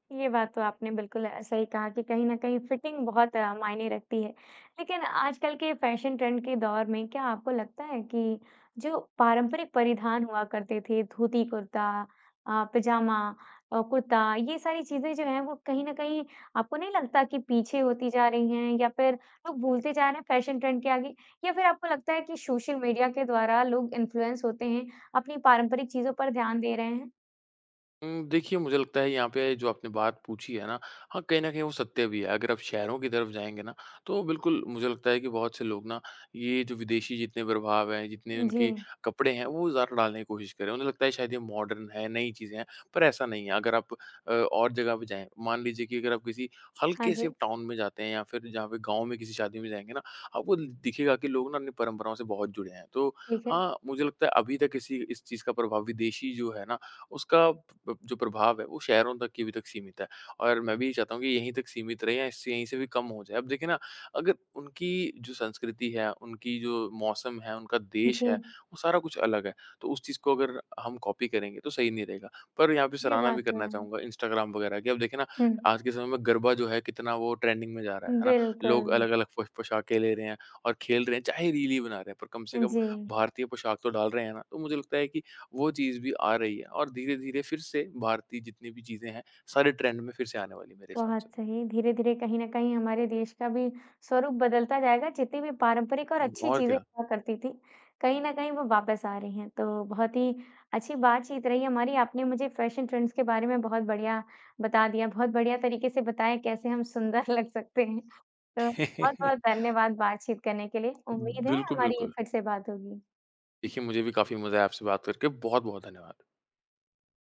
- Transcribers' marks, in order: in English: "ट्रेंड"; in English: "ट्रेंड"; in English: "इंफ्लुएंस"; in English: "मॉडर्न"; in English: "टाउन"; in English: "कॉपी"; in English: "ट्रेंडिंग"; in English: "ट्रेंड"; in English: "फैशन ट्रेंड्स"; laughing while speaking: "सुंदर लग सकते हैं"; laugh; tapping
- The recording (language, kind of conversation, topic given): Hindi, podcast, फैशन के रुझानों का पालन करना चाहिए या अपना खुद का अंदाज़ बनाना चाहिए?